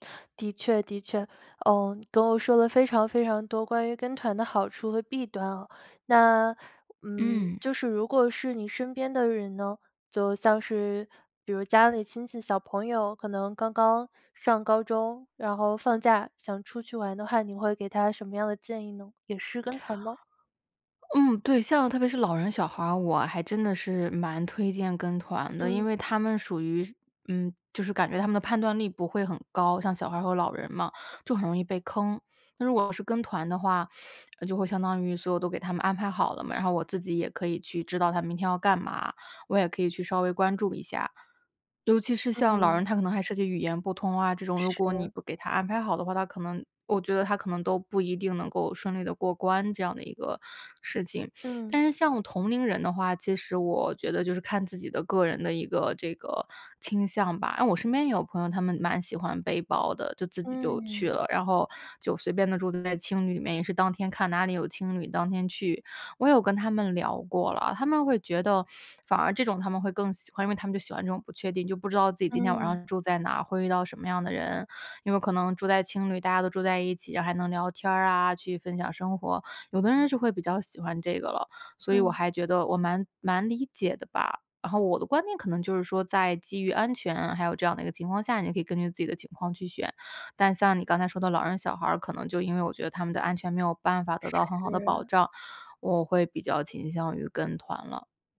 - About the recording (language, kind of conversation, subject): Chinese, podcast, 你更倾向于背包游还是跟团游，为什么？
- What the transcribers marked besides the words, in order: none